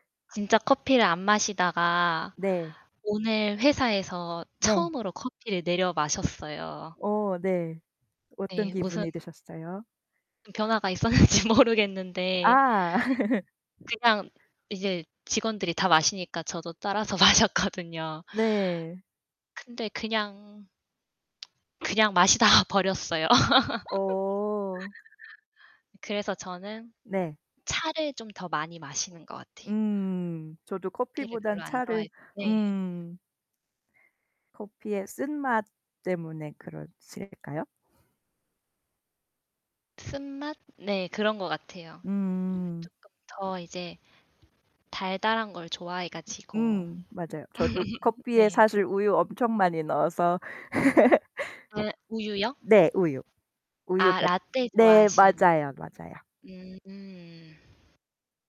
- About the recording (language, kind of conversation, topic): Korean, unstructured, 커피와 차 중 어떤 음료를 더 선호하시나요?
- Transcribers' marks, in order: laughing while speaking: "있었는지 모르겠는데"; laugh; laughing while speaking: "마셨거든요"; laughing while speaking: "버렸어요"; laugh; distorted speech; other background noise; laugh; laugh; tapping